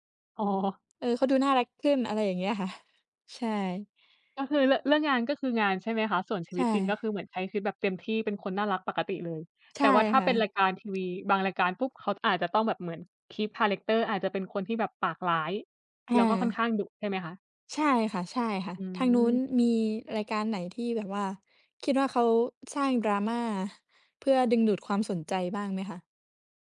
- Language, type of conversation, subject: Thai, unstructured, การใส่ดราม่าในรายการโทรทัศน์ทำให้คุณรู้สึกอย่างไร?
- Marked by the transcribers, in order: laughing while speaking: "อ๋อ"; laughing while speaking: "ค่ะ"; in English: "keep"